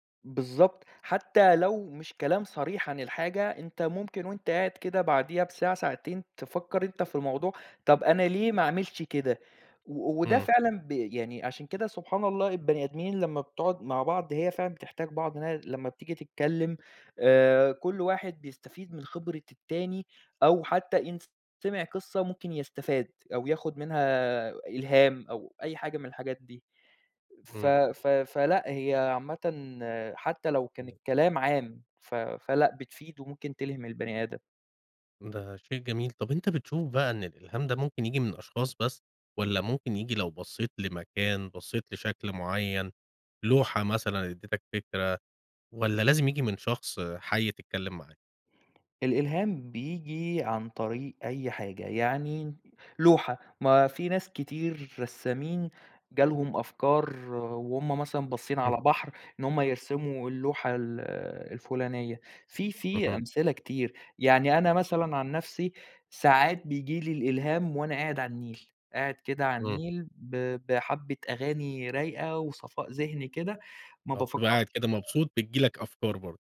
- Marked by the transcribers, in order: tapping; unintelligible speech
- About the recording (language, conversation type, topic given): Arabic, podcast, احكيلي عن مرة قابلت فيها حد ألهمك؟